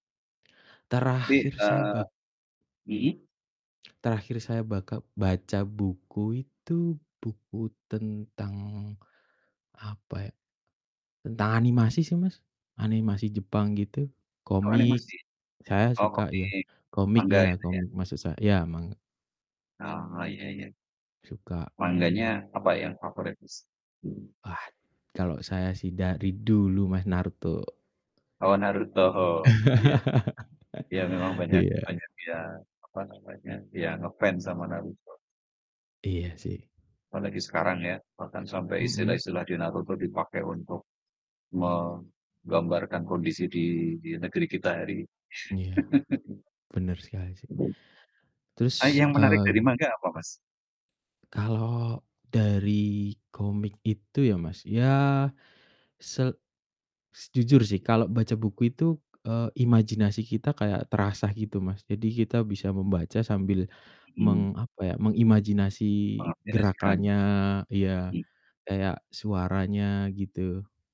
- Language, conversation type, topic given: Indonesian, unstructured, Mana yang lebih Anda sukai dan mengapa: membaca buku atau menonton film?
- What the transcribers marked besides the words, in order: distorted speech; laughing while speaking: "Naruto"; laugh; chuckle; other background noise; "Mengimajinasikan" said as "pengabdinasikan"